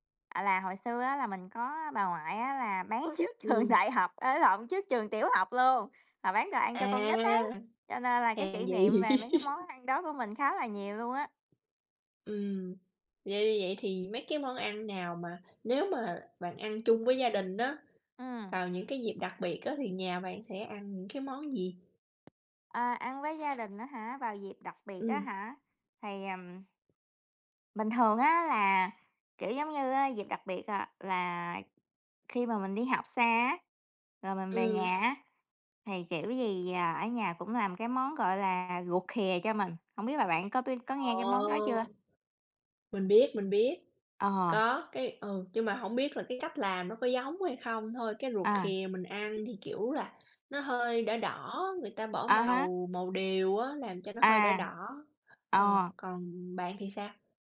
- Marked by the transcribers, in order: tapping; laughing while speaking: "bán trước trường đại học"; other background noise; background speech; laugh
- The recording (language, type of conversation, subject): Vietnamese, unstructured, Món ăn nào gắn liền với ký ức tuổi thơ của bạn?